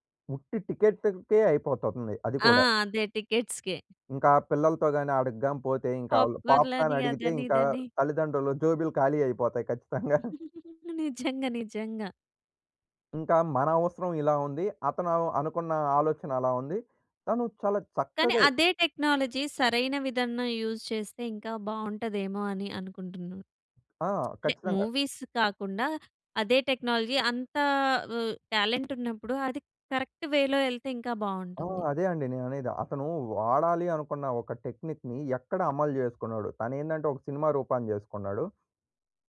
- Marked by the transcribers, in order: in English: "టికెట్స్‌కే"; laughing while speaking: "పాప్‌కార్న్‌లని అదని ఇదని"; in English: "పాప్‌కార్న్"; laughing while speaking: "ఖచ్చితంగా"; giggle; in English: "టెక్నాలజీ"; in English: "యూజ్"; in English: "మూవీస్"; in English: "టెక్నాలజీ"; in English: "కరెక్ట్ వే‌లో"; in English: "టెక్నిక్‌ని"
- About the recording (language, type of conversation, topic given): Telugu, podcast, మీరు మొదట టెక్నాలజీని ఎందుకు వ్యతిరేకించారు, తర్వాత దాన్ని ఎలా స్వీకరించి ఉపయోగించడం ప్రారంభించారు?